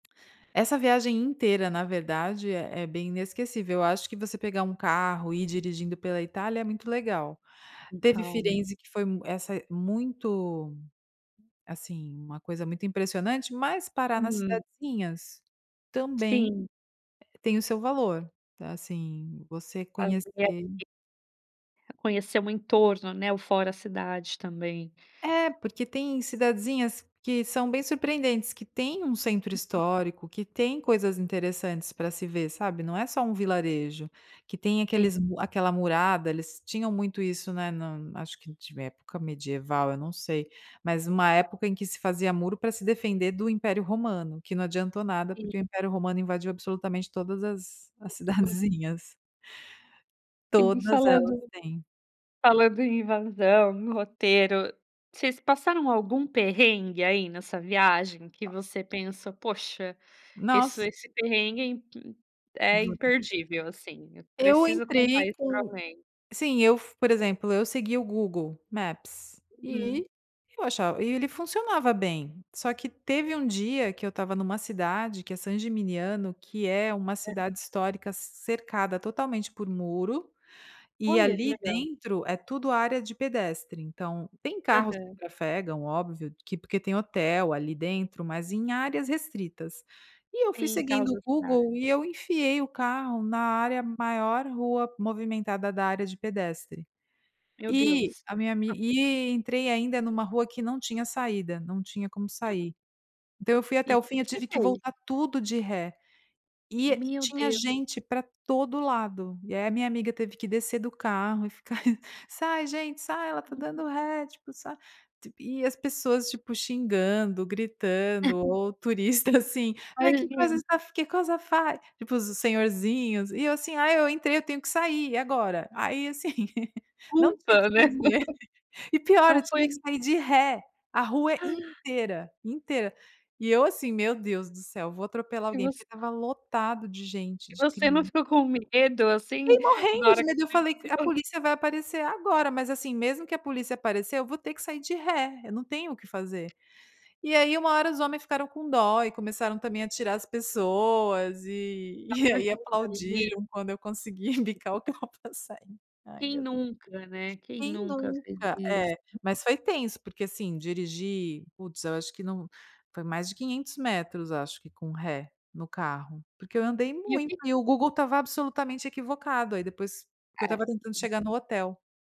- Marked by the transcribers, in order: unintelligible speech; tapping; other noise; unintelligible speech; unintelligible speech; unintelligible speech; unintelligible speech; other background noise; unintelligible speech; in Italian: "che cosa fai?"; laugh; stressed: "inteira"; gasp; unintelligible speech; laughing while speaking: "embicar o carro pra sair"
- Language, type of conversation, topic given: Portuguese, podcast, Você pode me contar sobre uma viagem que você nunca esqueceu?